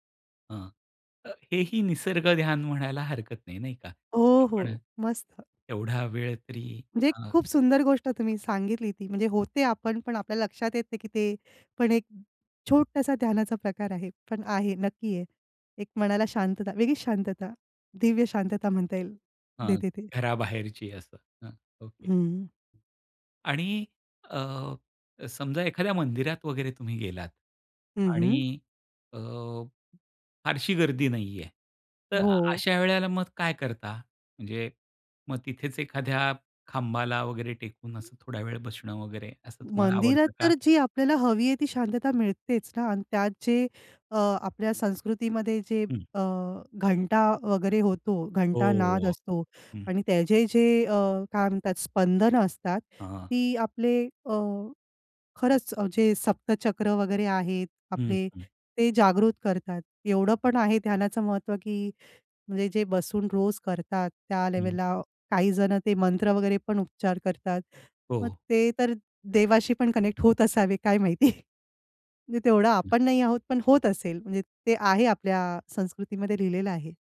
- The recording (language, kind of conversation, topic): Marathi, podcast, ध्यानासाठी शांत जागा उपलब्ध नसेल तर तुम्ही काय करता?
- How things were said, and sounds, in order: tapping; other noise; in English: "कनेक्ट"; chuckle